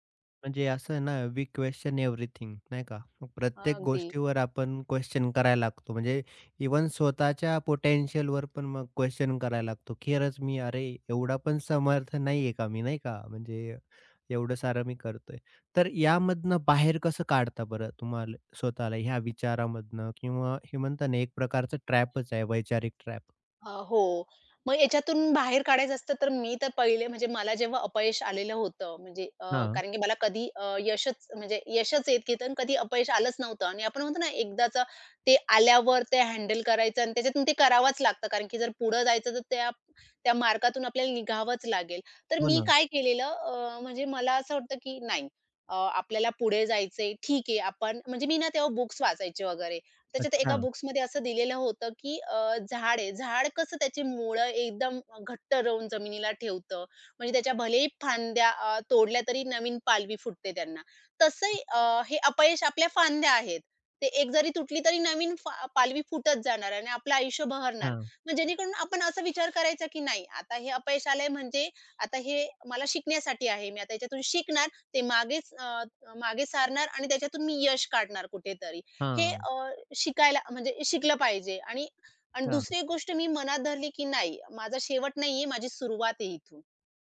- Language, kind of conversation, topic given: Marathi, podcast, अपयशानंतर पुन्हा प्रयत्न करायला कसं वाटतं?
- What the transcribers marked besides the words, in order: in English: "वी क्वेशन एव्हरीथिंग"; tapping; in English: "पोटेन्शियलवर"; unintelligible speech; other background noise